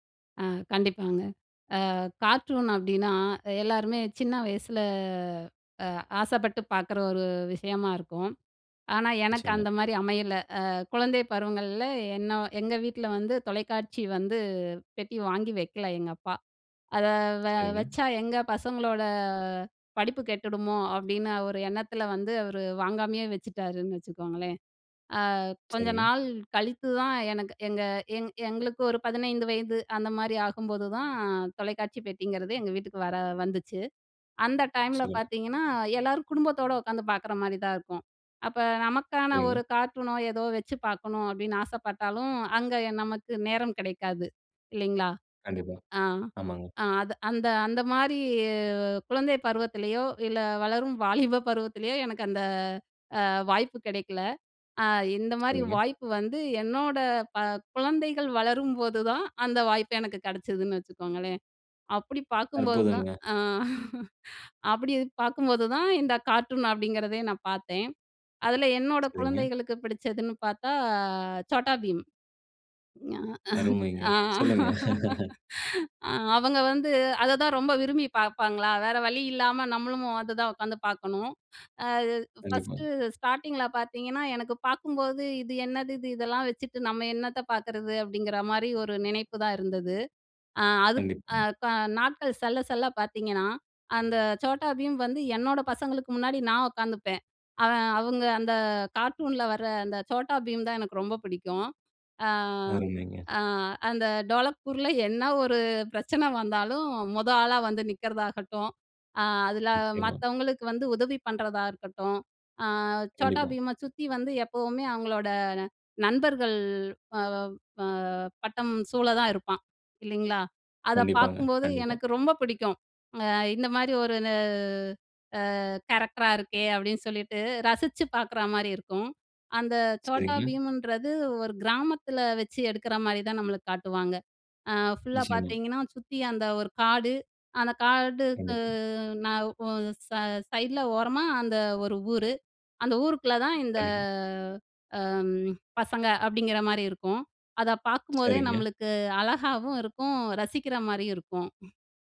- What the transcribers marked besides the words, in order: drawn out: "வயசுல"; drawn out: "பசங்களோட"; drawn out: "மாரி"; laughing while speaking: "வாலிப பருவத்திலேயோ"; other background noise; chuckle; drawn out: "பார்த்தா"; laugh; chuckle; "நம்மளும்" said as "நம்மளுமு"; "வட்டம்" said as "பட்டம்"; drawn out: "ந"; drawn out: "காடுக்கு"; drawn out: "இந்த"
- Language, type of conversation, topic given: Tamil, podcast, கார்டூன்களில் உங்களுக்கு மிகவும் பிடித்த கதாபாத்திரம் யார்?